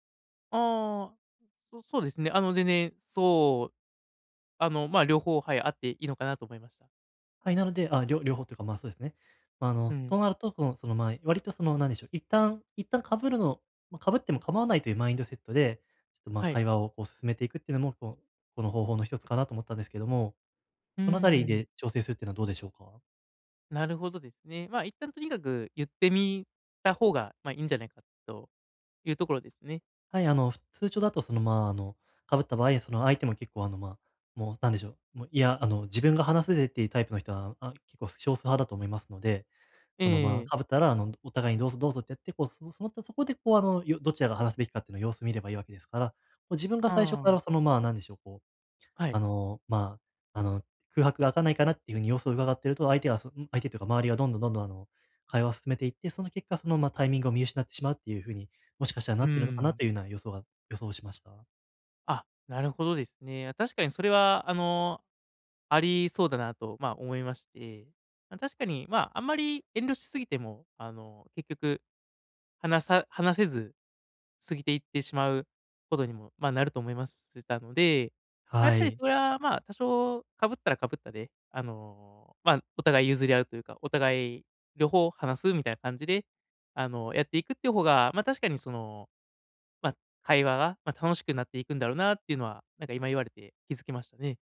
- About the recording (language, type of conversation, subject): Japanese, advice, グループの集まりで孤立しないためには、どうすればいいですか？
- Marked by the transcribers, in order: tapping